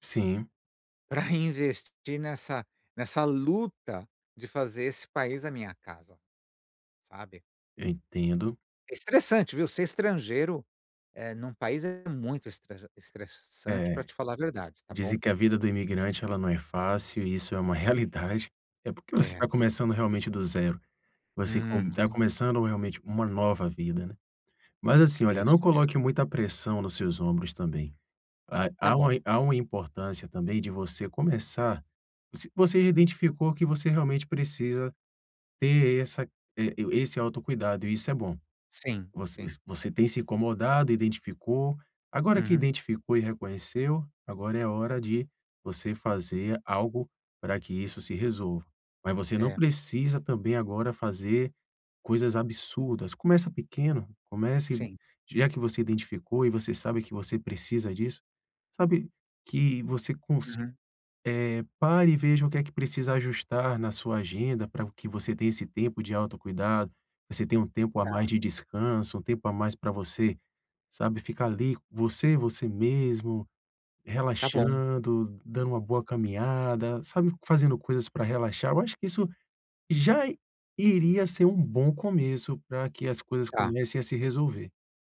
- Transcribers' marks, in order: laughing while speaking: "uma realidade"; tapping
- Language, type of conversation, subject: Portuguese, advice, Como posso reservar tempo regular para o autocuidado na minha agenda cheia e manter esse hábito?